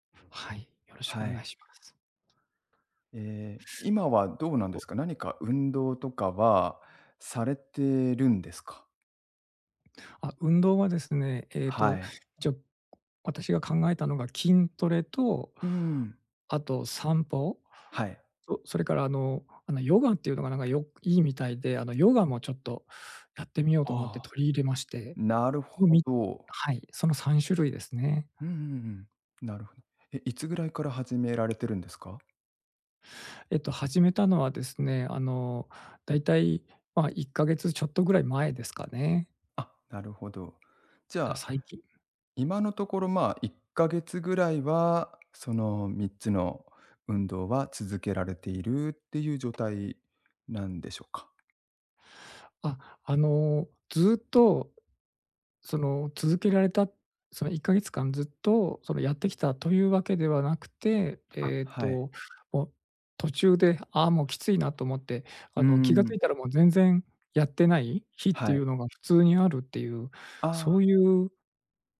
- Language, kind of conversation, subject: Japanese, advice, 運動を続けられず気持ちが沈む
- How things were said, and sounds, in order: tapping; other background noise